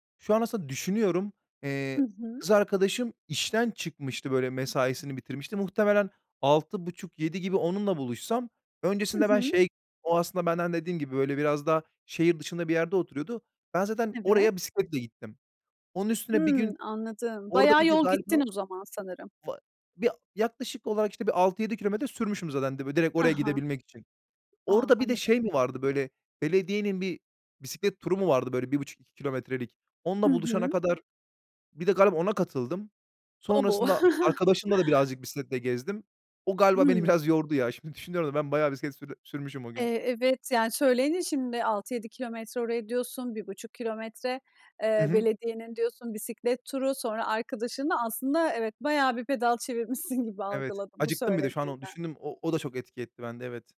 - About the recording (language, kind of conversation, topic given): Turkish, podcast, Kaybolduğun bir yolu ya da rotayı anlatır mısın?
- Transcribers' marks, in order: tapping; unintelligible speech; chuckle